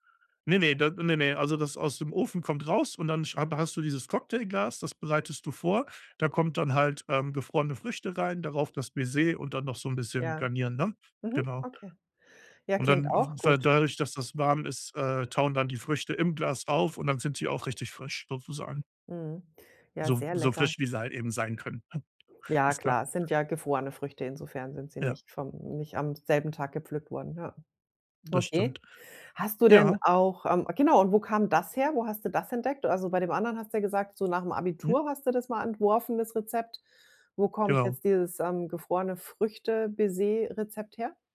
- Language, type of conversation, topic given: German, podcast, Welches Festessen kommt bei deinen Gästen immer gut an?
- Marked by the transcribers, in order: other background noise; tapping